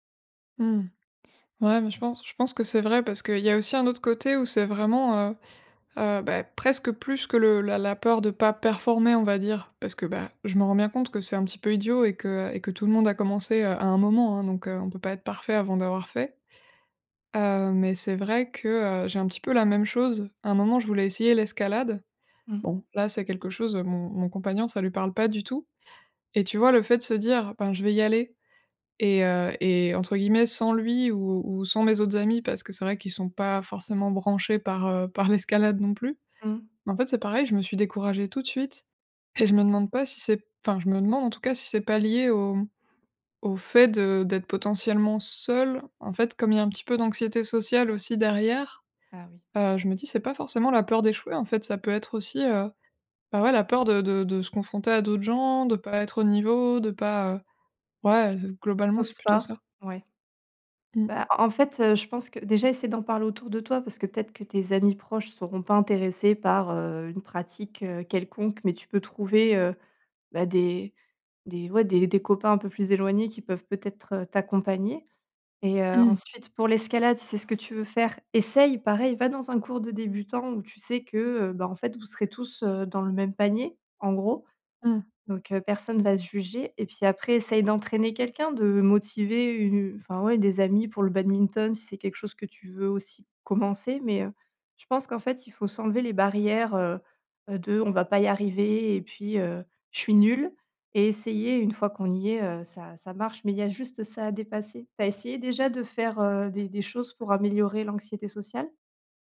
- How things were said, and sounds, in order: other background noise; stressed: "essaye"
- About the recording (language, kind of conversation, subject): French, advice, Comment surmonter ma peur d’échouer pour essayer un nouveau loisir ou un nouveau sport ?